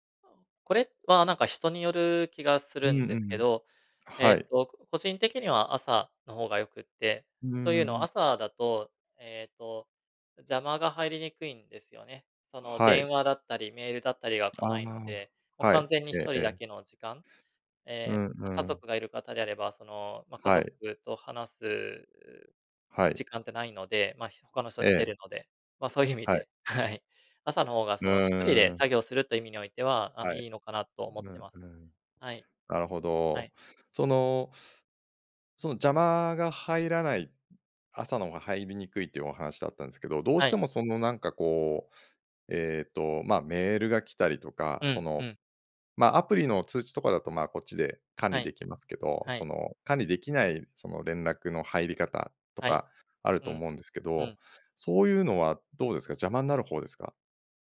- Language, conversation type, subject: Japanese, podcast, 一人で作業するときに集中するコツは何ですか？
- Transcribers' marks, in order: unintelligible speech; tapping; other background noise